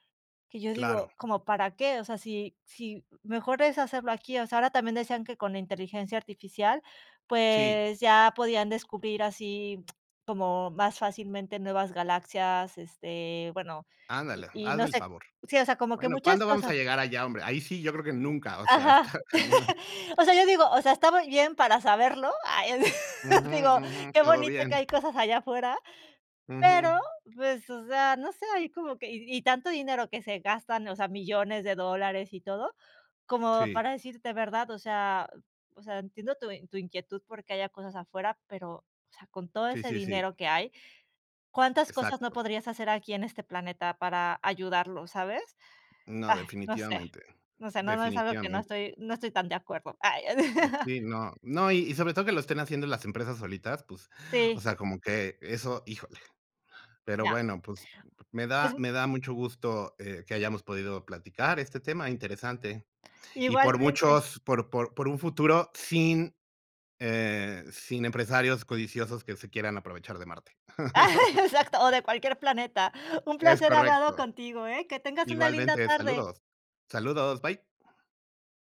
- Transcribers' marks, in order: chuckle; laughing while speaking: "está cañón"; other background noise; chuckle; laughing while speaking: "Exacto"; chuckle
- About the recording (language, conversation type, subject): Spanish, unstructured, ¿Cómo crees que la exploración espacial afectará nuestro futuro?